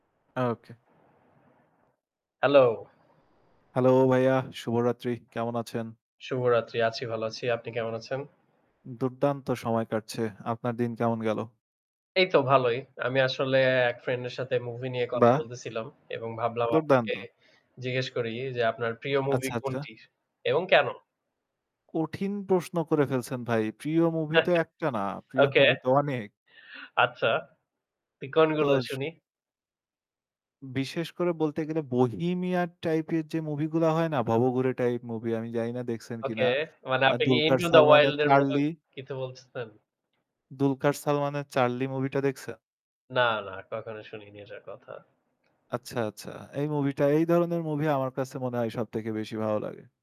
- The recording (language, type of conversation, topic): Bengali, unstructured, তোমার প্রিয় চলচ্চিত্র কোনটি এবং কেন?
- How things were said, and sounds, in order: static; chuckle; laughing while speaking: "প্রিয় মুভি তো অনেক"; tapping